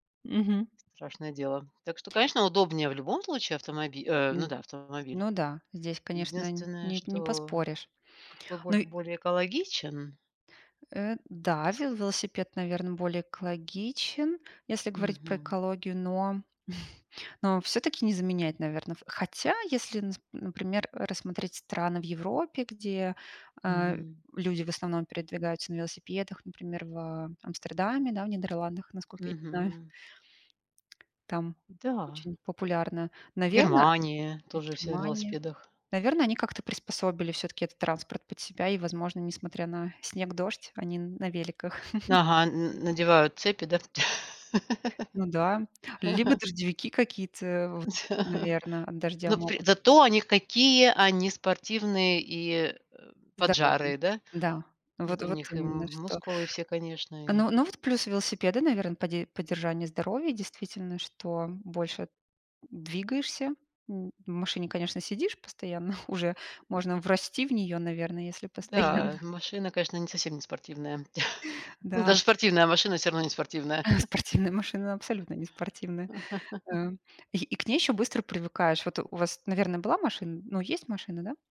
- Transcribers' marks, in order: chuckle; tapping; lip smack; chuckle; other background noise; laugh; chuckle; chuckle; laughing while speaking: "Спортивная машина"; chuckle
- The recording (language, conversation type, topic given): Russian, unstructured, Какой вид транспорта вам удобнее: автомобиль или велосипед?